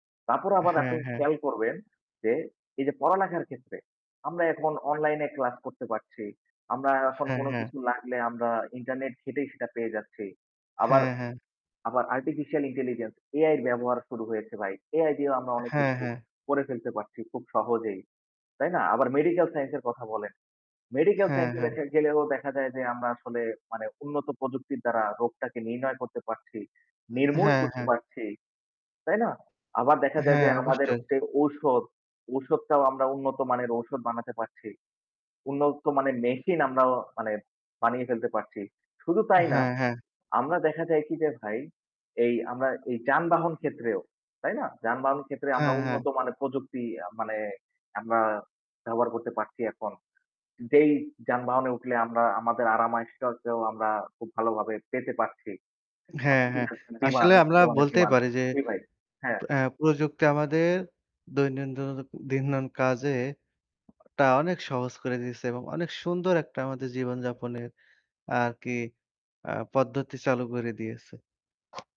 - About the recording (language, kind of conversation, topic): Bengali, unstructured, তুমি কি মনে করো প্রযুক্তি আমাদের জীবনে কেমন প্রভাব ফেলে?
- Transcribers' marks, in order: static; "এখন" said as "একমন"; distorted speech; "দৈনন্দিন" said as "দৈনন্দদিন্দন"; other background noise